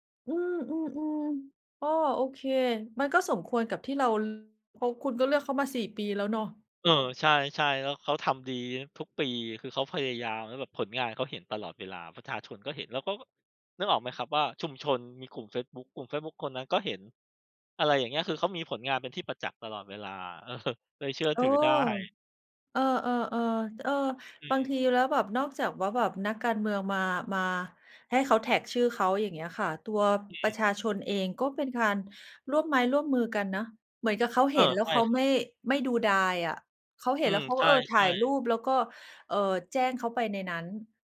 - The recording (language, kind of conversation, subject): Thai, unstructured, คนในชุมชนช่วยกันแก้ปัญหาต่าง ๆ ได้อย่างไรบ้าง?
- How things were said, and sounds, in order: laughing while speaking: "เออ"; other background noise